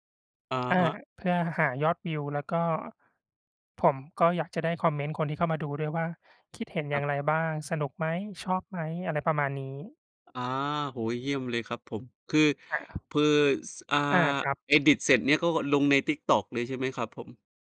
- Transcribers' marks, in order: tapping; in English: "edit"
- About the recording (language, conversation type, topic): Thai, unstructured, การเรียนรู้สิ่งใหม่ๆ ทำให้ชีวิตของคุณดีขึ้นไหม?